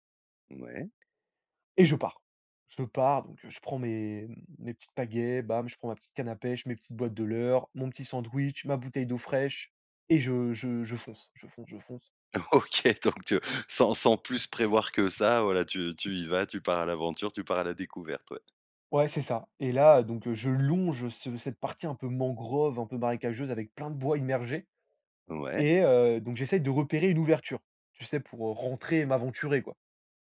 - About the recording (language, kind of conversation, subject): French, podcast, Peux-tu nous raconter une de tes aventures en solo ?
- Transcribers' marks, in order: laughing while speaking: "OK. Donc, heu"; other background noise